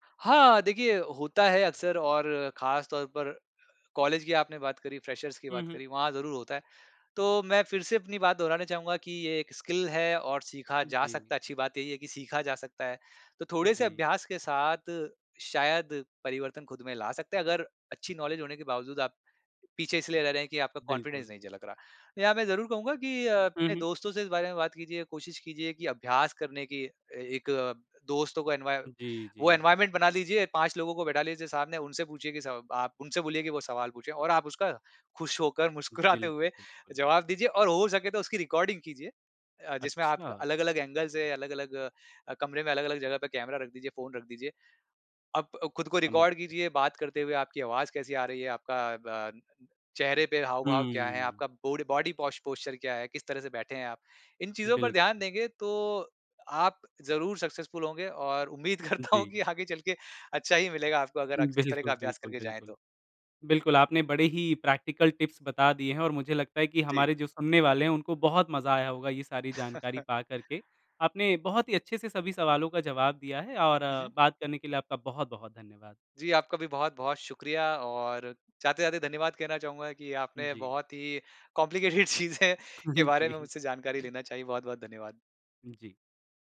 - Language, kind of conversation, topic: Hindi, podcast, आप अपनी देह-भाषा पर कितना ध्यान देते हैं?
- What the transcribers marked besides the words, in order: other noise; in English: "फ्रेशर्स"; in English: "स्किल"; in English: "नॉलेज"; tapping; in English: "कॉन्फिडेंस"; in English: "एनवायरनमेंट"; laughing while speaking: "मुस्कुराते"; in English: "रिकॉर्डिंग"; in English: "एंगल"; in English: "रिकॉर्ड"; in English: "बॉडी"; in English: "पोस्चर"; in English: "सक्सेसफुल"; laughing while speaking: "करता हूँ कि"; laughing while speaking: "बिल्कुल"; in English: "प्रैक्टिकल टिप्स"; other background noise; chuckle; laughing while speaking: "कॉम्प्लिकेटेड चीज़ें"; in English: "कॉम्प्लिकेटेड"; chuckle; laughing while speaking: "जी"